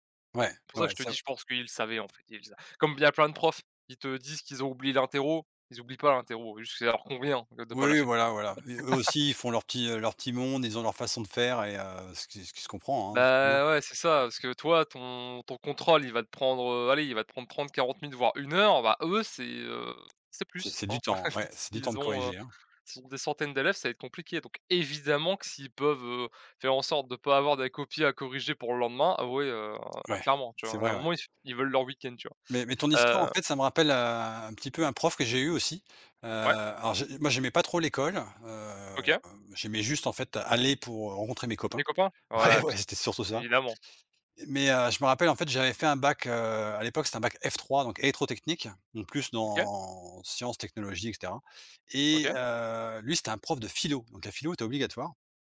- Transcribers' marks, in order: laugh; laugh; stressed: "évidemment"; drawn out: "Hem"; other background noise; laughing while speaking: "Ouais"; drawn out: "dans"
- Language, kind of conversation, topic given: French, unstructured, Quel est ton souvenir préféré à l’école ?